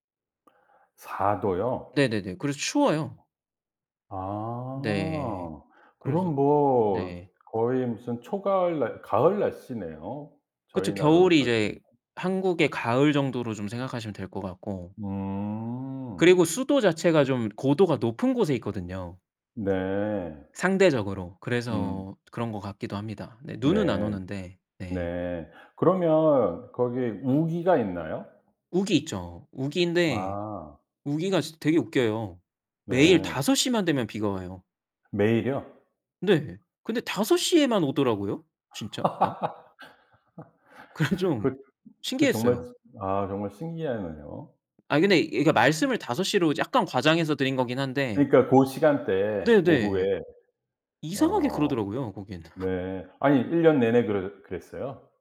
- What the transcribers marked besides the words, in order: other background noise; laugh; laughing while speaking: "그래서 좀"; laugh
- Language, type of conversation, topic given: Korean, podcast, 가장 기억에 남는 여행 경험을 이야기해 주실 수 있나요?